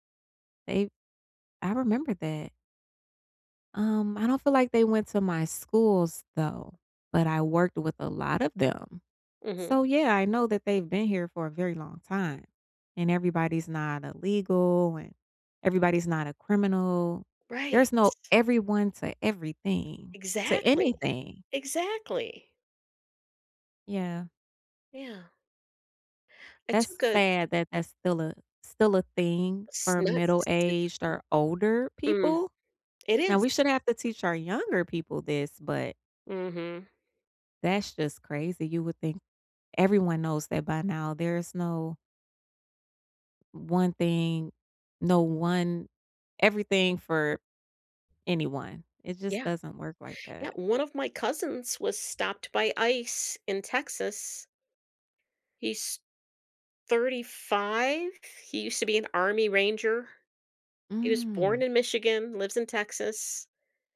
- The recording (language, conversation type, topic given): English, unstructured, How do you react when someone stereotypes you?
- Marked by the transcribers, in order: unintelligible speech